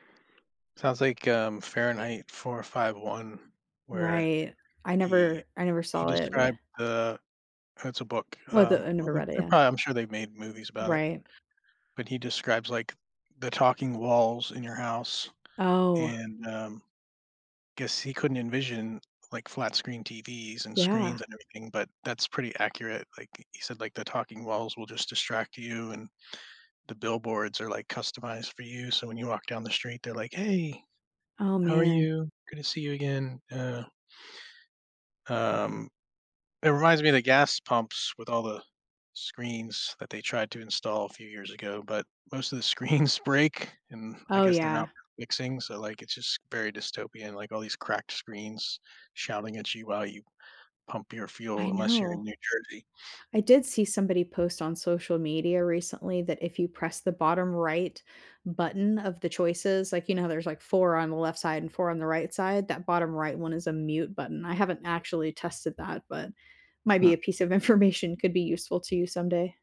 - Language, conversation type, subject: English, unstructured, How do I decide to follow a tutorial or improvise when learning?
- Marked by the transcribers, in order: laughing while speaking: "screens"; other background noise; laughing while speaking: "information"